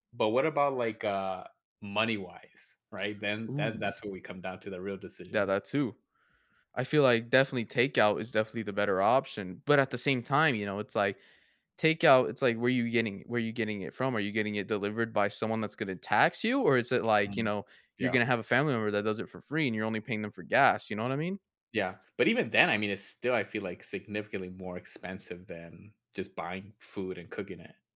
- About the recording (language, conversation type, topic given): English, unstructured, What factors influence your choice between making meals at home or getting takeout?
- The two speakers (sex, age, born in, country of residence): male, 20-24, United States, United States; male, 25-29, United States, United States
- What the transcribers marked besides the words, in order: other background noise